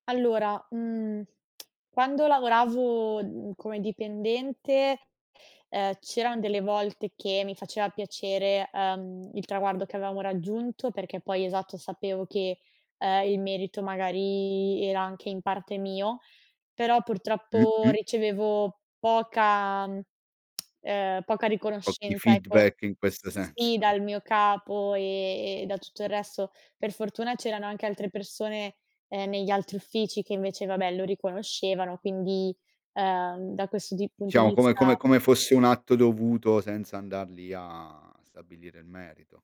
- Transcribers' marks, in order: other background noise; tsk; tsk; chuckle
- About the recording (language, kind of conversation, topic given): Italian, podcast, Qual è stato un momento in cui la tua creatività ti ha cambiato?